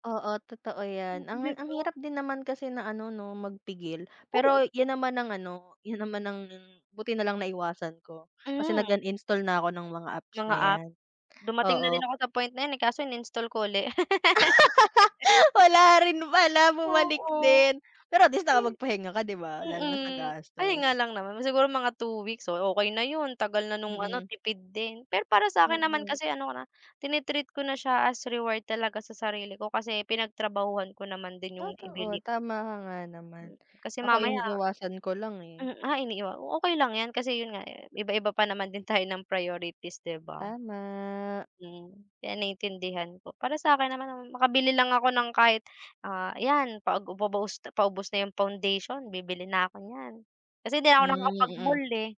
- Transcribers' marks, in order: laughing while speaking: "Wala rin pala bumalik din"; giggle; "paubos" said as "pag pagubos"
- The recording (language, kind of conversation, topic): Filipino, unstructured, Paano mo ipinapakita ang pagmamahal sa sarili?